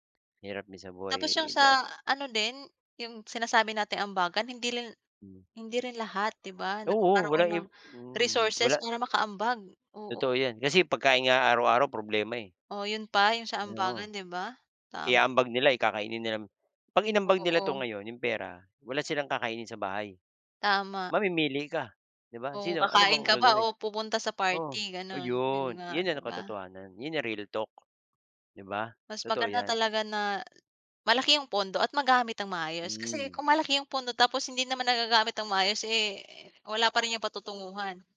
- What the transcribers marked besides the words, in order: unintelligible speech; breath
- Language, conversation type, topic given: Filipino, unstructured, Ano ang epekto ng kakulangan sa pondo ng paaralan sa mga mag-aaral?